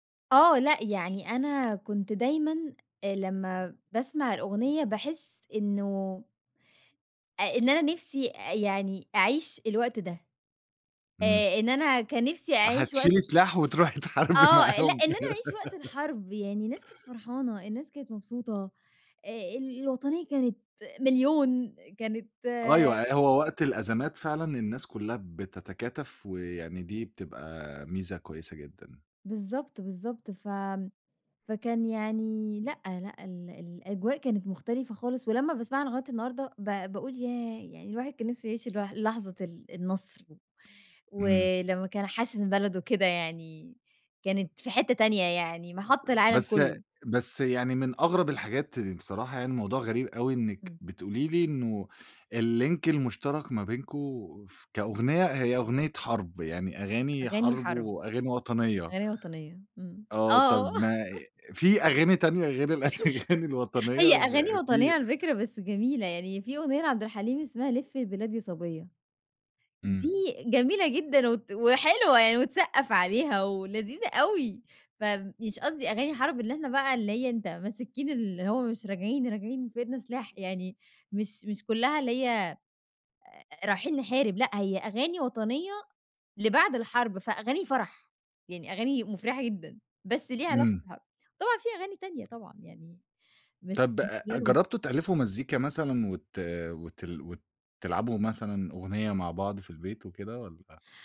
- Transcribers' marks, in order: horn; laughing while speaking: "وتروحي تحاربي معاهم"; laugh; tapping; in English: "الlink"; chuckle; laughing while speaking: "الأغاني الوطنية بقى في"; chuckle; unintelligible speech
- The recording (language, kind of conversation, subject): Arabic, podcast, إيه دور الذكريات في اختيار أغاني مشتركة؟